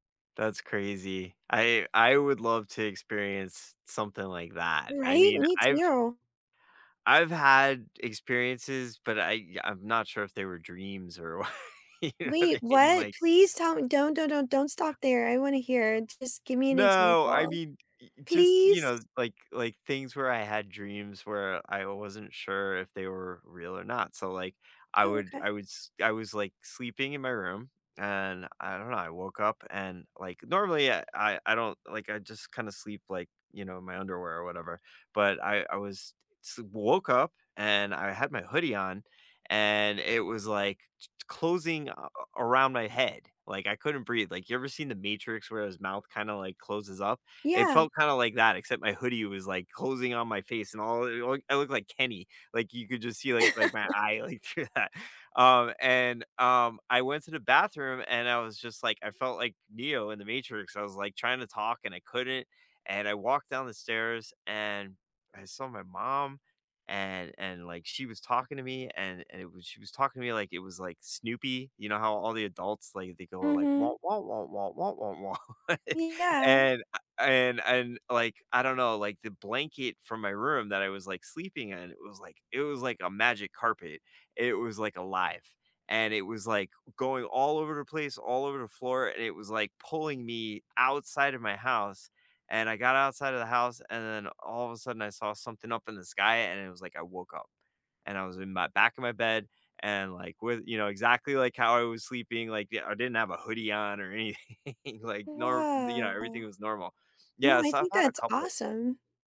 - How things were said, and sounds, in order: laughing while speaking: "wha You know what I mean? Like"; other background noise; tapping; laughing while speaking: "like, through that"; laugh; put-on voice: "Womp, womp, womp, womp, womp, womp"; laugh; laughing while speaking: "anything"
- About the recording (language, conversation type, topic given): English, unstructured, What field trips have sparked your curiosity?
- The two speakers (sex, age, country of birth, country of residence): female, 40-44, United States, United States; male, 45-49, United States, United States